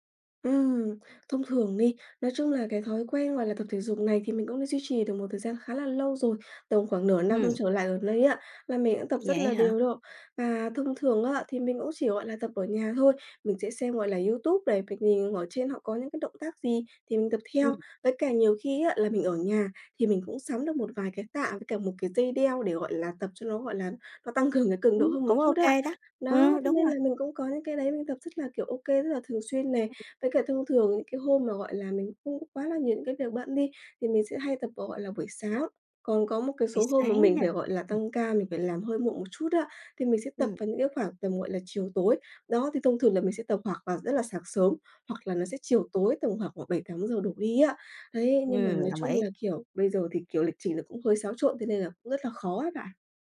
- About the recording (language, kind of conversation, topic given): Vietnamese, advice, Làm sao để không quên thói quen khi thay đổi môi trường hoặc lịch trình?
- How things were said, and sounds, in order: tapping; other background noise; laughing while speaking: "cường"